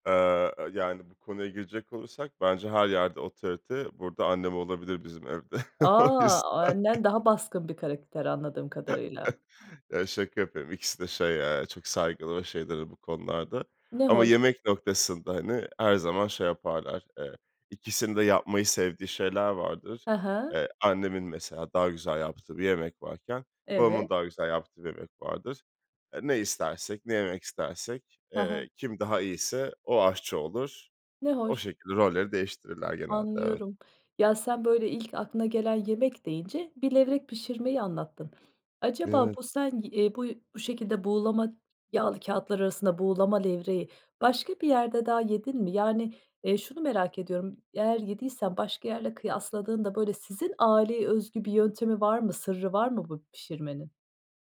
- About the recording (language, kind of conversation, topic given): Turkish, podcast, Ailenin geleneksel yemeği senin için ne ifade eder?
- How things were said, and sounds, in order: chuckle; laughing while speaking: "o yüzden"; other background noise; tapping; chuckle